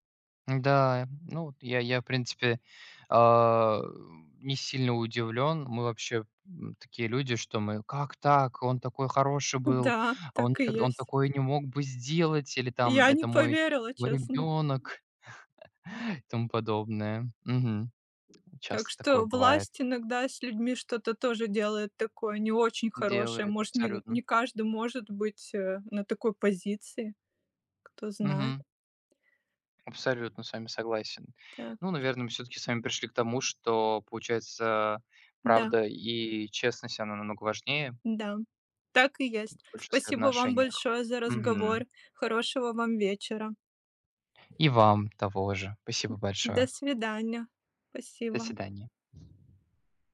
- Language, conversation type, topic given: Russian, unstructured, Что для тебя важнее в дружбе — честность или поддержка?
- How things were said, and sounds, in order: other background noise; chuckle; other noise; tapping